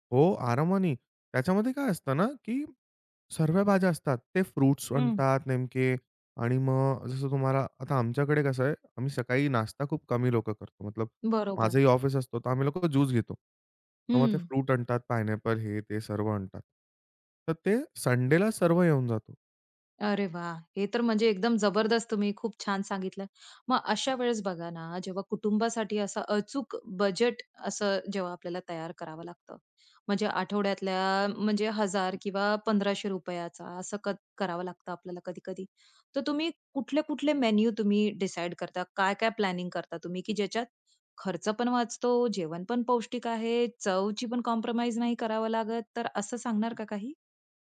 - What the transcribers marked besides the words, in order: in English: "फ्रुट्स"; tapping; in English: "फ्रूट"; in English: "पाईनएपल"; in English: "प्लॅनिंग"; in English: "कॉम्प्रोमाईज"
- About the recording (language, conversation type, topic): Marathi, podcast, बजेटच्या मर्यादेत स्वादिष्ट जेवण कसे बनवता?